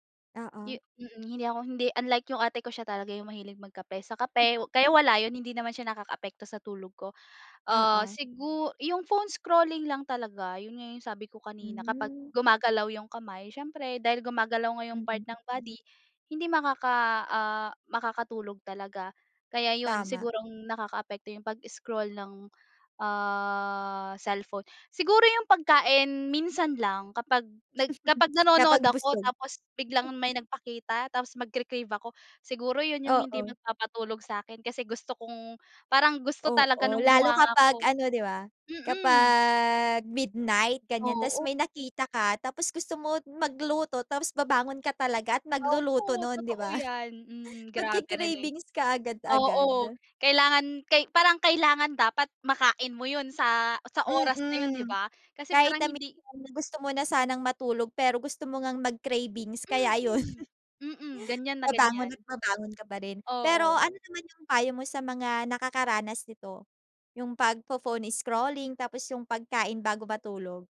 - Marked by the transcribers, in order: in English: "phone scrolling"; in English: "pag-scroll"; drawn out: "ah"; tapping; wind; in English: "midnight"; chuckle; in English: "Nagke-cravings"; laughing while speaking: "ayun"; chuckle; in English: "pagpo-phone scrolling"
- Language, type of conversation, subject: Filipino, podcast, Ano ang ginagawa mo bago matulog para mas mahimbing ang tulog mo?